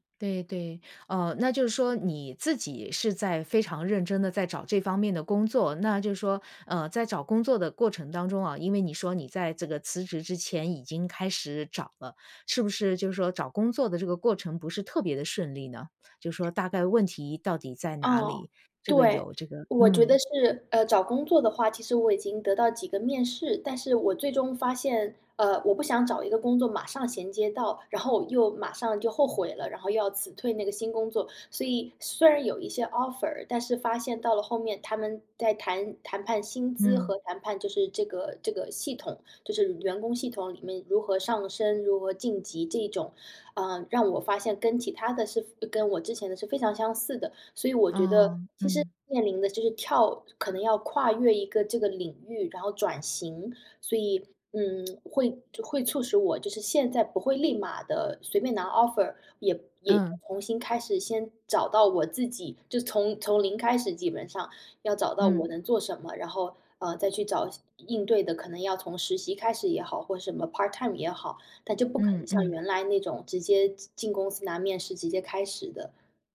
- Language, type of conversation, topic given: Chinese, advice, 在重大的决定上，我该听从别人的建议还是相信自己的内心声音？
- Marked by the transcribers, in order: other background noise; in English: "offer"; lip smack; in English: "offer"; in English: "part time"